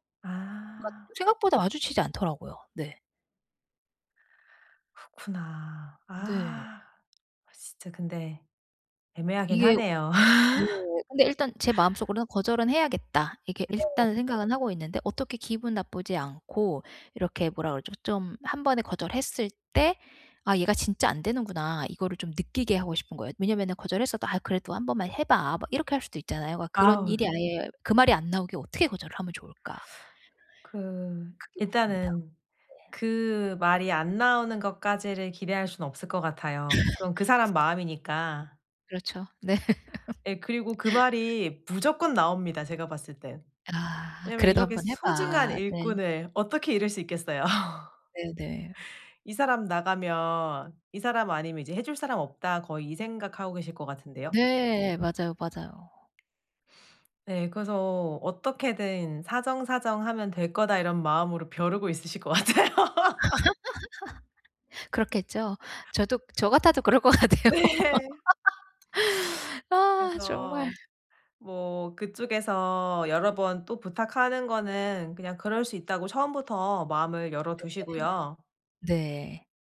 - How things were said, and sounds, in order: other background noise; laugh; laugh; laughing while speaking: "네"; laugh; laugh; tapping; laughing while speaking: "같아요"; laugh; laughing while speaking: "그럴 것 같아요"; laughing while speaking: "네"; laugh
- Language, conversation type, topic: Korean, advice, 과도한 요청을 정중히 거절하려면 어떻게 말하고 어떤 태도를 취하는 것이 좋을까요?